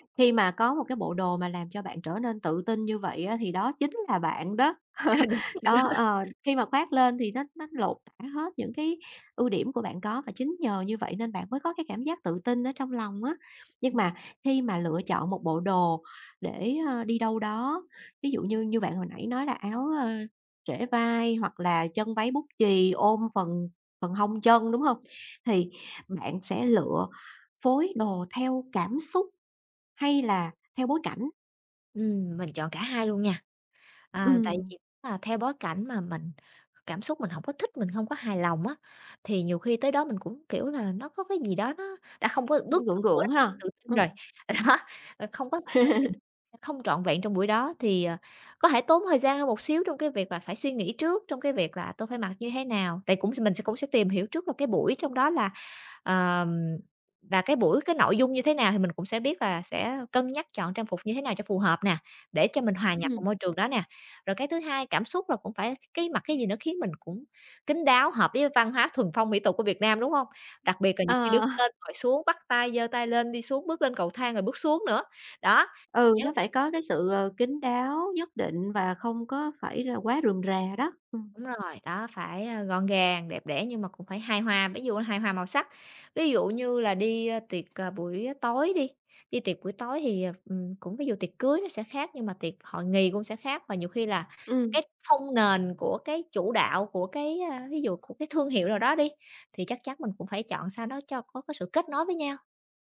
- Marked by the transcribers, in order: tapping; laughing while speaking: "À, đúng rồi đó"; laugh; other noise; laughing while speaking: "Đó"; unintelligible speech; chuckle
- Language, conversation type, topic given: Vietnamese, podcast, Phong cách ăn mặc có giúp bạn kể câu chuyện về bản thân không?